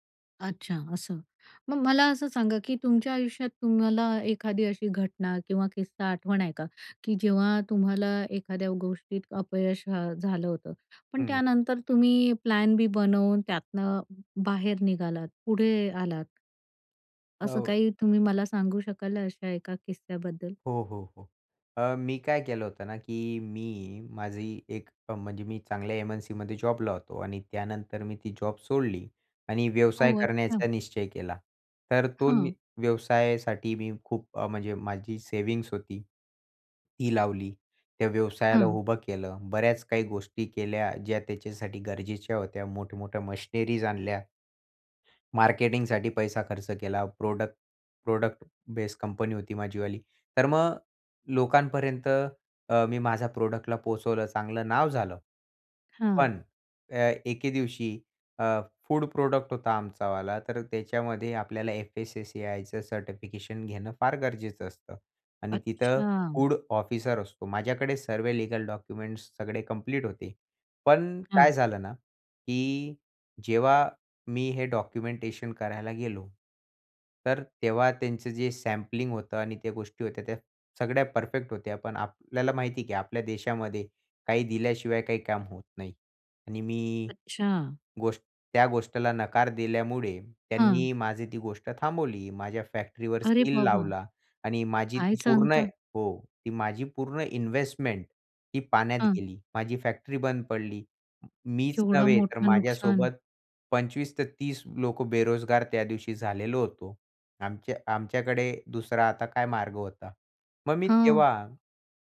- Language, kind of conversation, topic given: Marathi, podcast, अपयशानंतर पर्यायी योजना कशी आखतोस?
- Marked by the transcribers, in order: in English: "प्लॅन बी"; in English: "जॉबला"; in English: "जॉब"; in English: "सेविंग्स"; in English: "मशिनरीज"; in English: "प्रोडक्ट प्रोडक्ट बेस कंपनी"; in English: "प्रॉडक्टला"; in English: "फूड प्रोडक्ट"; in English: "सर्टिफिकेशन"; in English: "फूड ऑफिसर"; in English: "लीगल डॉक्युमेंट्स"; in English: "कंप्लीट"; in English: "डॉक्युमेंटेशन"; in English: "सॅम्पलिंग"; in English: "परफेक्ट"; in English: "फॅक्ट्रीवर सील"; in English: "इन्व्हेस्टमेंट"; in English: "फॅक्ट्री"